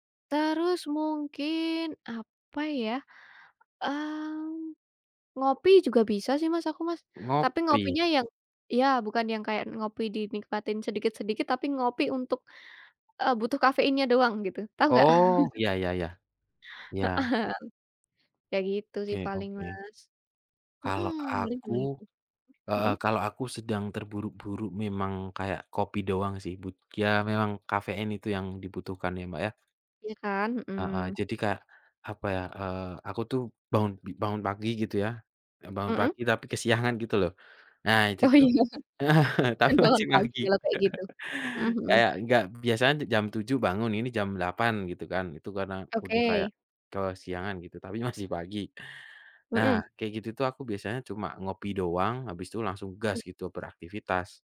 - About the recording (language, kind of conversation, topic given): Indonesian, unstructured, Apa yang biasanya kamu lakukan di pagi hari?
- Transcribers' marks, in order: chuckle; laughing while speaking: "Oh, iya. Tergolong"; chuckle; unintelligible speech